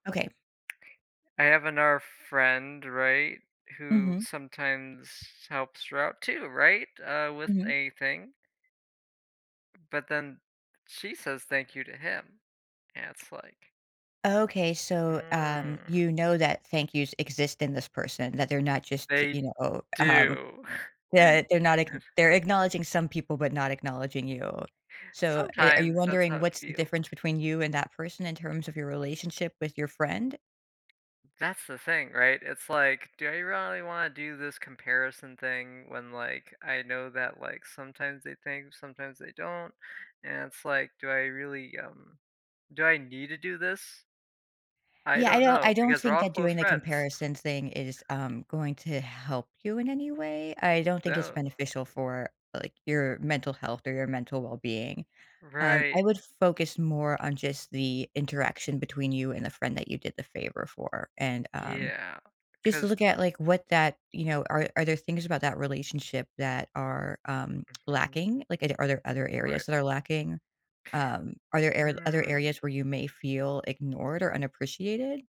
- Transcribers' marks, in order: tapping; drawn out: "Mm"; chuckle; other background noise; drawn out: "Mm"
- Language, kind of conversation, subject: English, advice, How can I express my feelings when I feel unappreciated after helping someone?
- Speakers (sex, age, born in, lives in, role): female, 45-49, United States, United States, advisor; male, 20-24, United States, United States, user